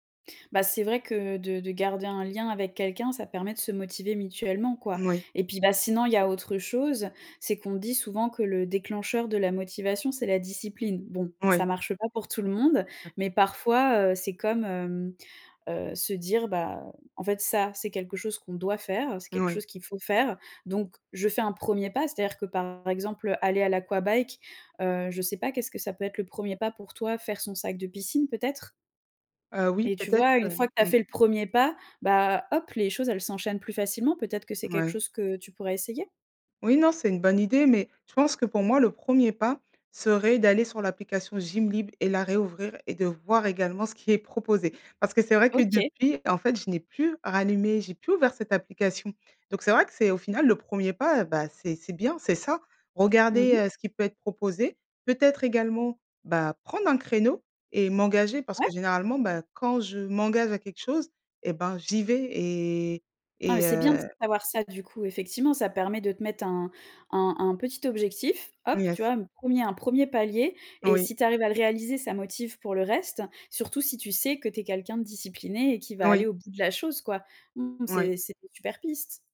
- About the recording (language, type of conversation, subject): French, advice, Comment remplacer mes mauvaises habitudes par de nouvelles routines durables sans tout changer brutalement ?
- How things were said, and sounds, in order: scoff; stressed: "doit"; other background noise